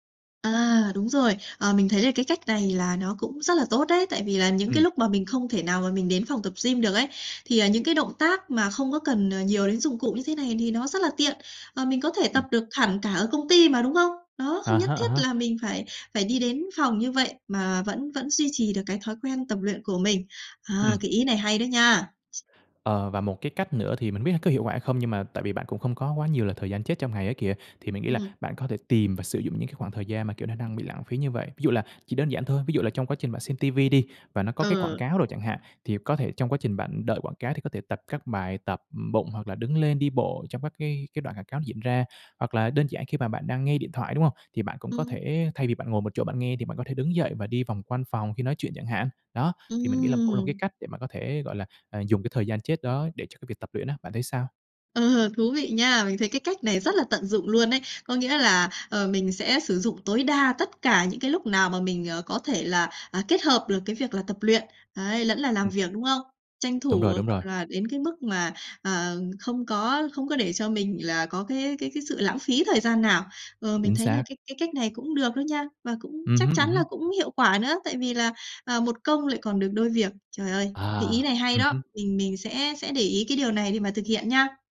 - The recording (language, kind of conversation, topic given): Vietnamese, advice, Làm sao sắp xếp thời gian để tập luyện khi tôi quá bận rộn?
- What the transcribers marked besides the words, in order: other background noise; laughing while speaking: "Ờ"; tapping